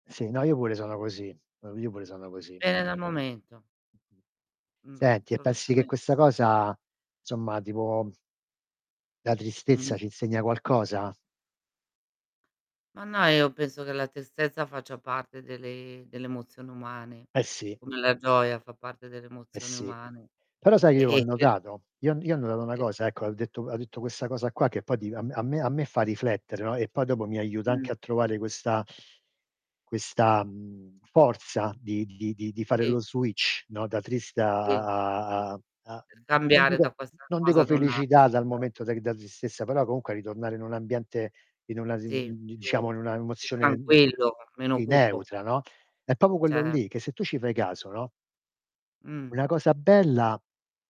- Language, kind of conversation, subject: Italian, unstructured, Qual è, secondo te, il modo migliore per affrontare la tristezza?
- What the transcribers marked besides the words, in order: other background noise; distorted speech; "Assolutamente" said as "solutamente"; tapping; static; in English: "switch"; "si" said as "ì"; "proprio" said as "popo"